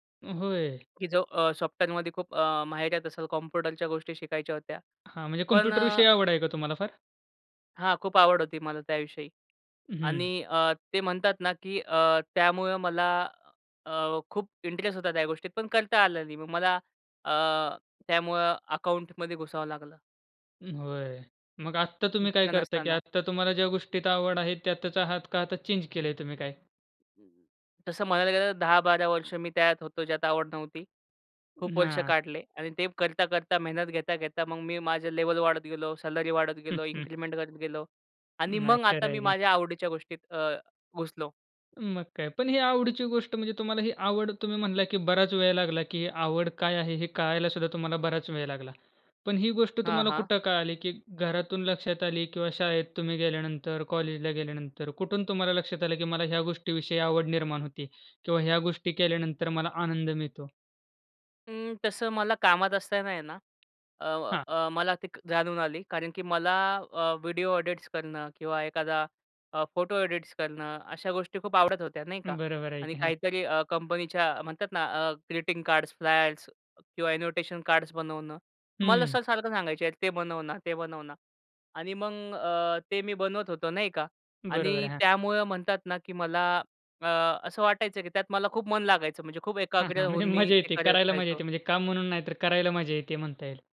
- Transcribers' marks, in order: tapping; in English: "चेंज"; background speech; other background noise; in English: "इन्क्रिमेंट"; other noise; in English: "फ्लॅग्स"; in English: "ॲनोटेशन"; laugh; laughing while speaking: "म्हणजे मजा येते"
- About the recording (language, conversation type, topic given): Marathi, podcast, तुमची आवड कशी विकसित झाली?